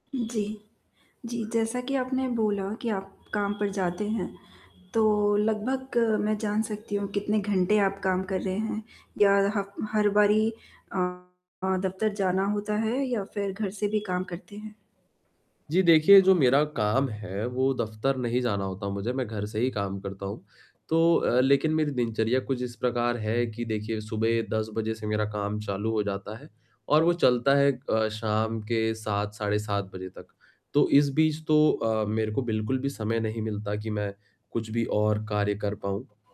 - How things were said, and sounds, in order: static; horn; distorted speech; other background noise
- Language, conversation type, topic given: Hindi, advice, मैं काम और निजी जीवन के बीच संतुलन कैसे बना सकता/सकती हूँ?
- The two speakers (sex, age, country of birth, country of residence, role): female, 25-29, India, India, advisor; male, 25-29, India, India, user